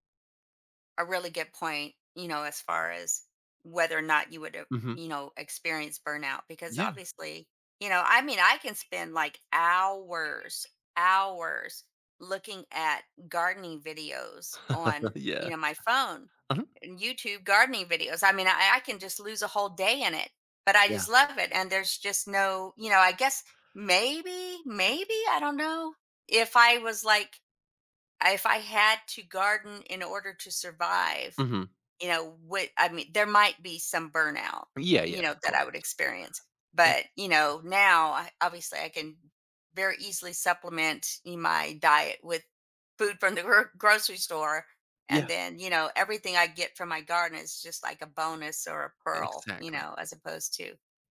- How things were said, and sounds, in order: other background noise; drawn out: "hours, hours"; chuckle; laughing while speaking: "the gr"; tapping
- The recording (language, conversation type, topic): English, podcast, What helps you keep your passion for learning alive over time?
- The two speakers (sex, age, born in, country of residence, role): female, 60-64, France, United States, host; male, 35-39, United States, United States, guest